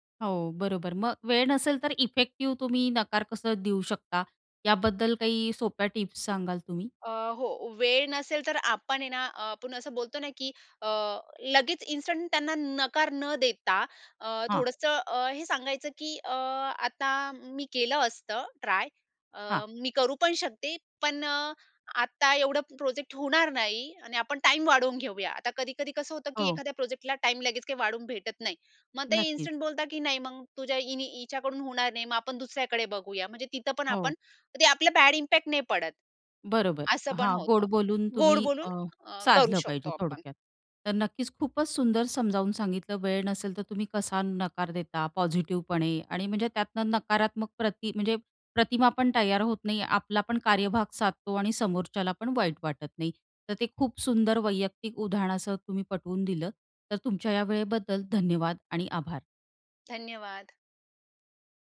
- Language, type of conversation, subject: Marathi, podcast, वेळ नसेल तर तुम्ही नकार कसा देता?
- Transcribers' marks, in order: in English: "इन्स्टंट"; in English: "इन्स्टंट"; in English: "बॅड इम्पॅक्ट"